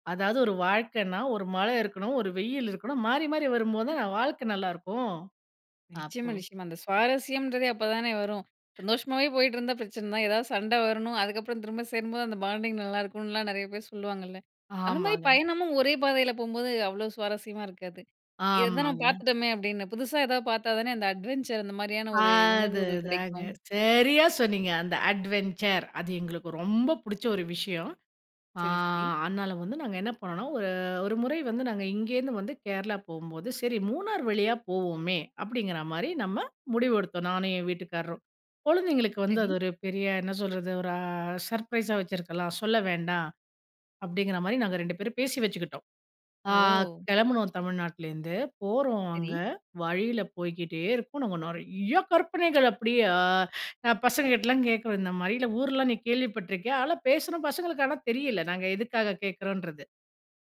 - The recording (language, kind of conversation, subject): Tamil, podcast, ஒரு மறக்கமுடியாத பயணம் பற்றி சொல்லுங்க, அதிலிருந்து என்ன கற்றீங்க?
- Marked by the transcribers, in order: other noise; tapping; in English: "அட்வென்ச்சர்"; drawn out: "அதுதாங்க"; in English: "அட்வென்ச்சர்"